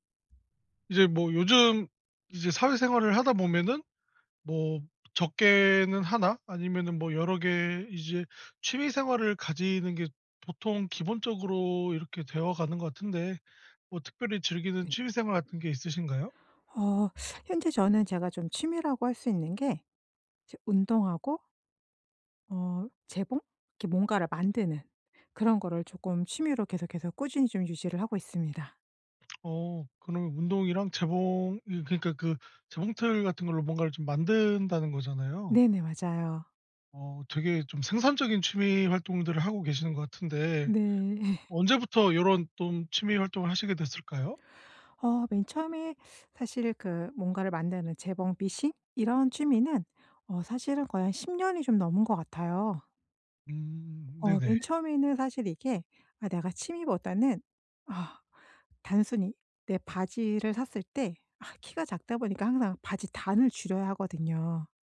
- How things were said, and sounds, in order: tapping; teeth sucking; lip smack; laugh
- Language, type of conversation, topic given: Korean, podcast, 취미를 꾸준히 이어갈 수 있는 비결은 무엇인가요?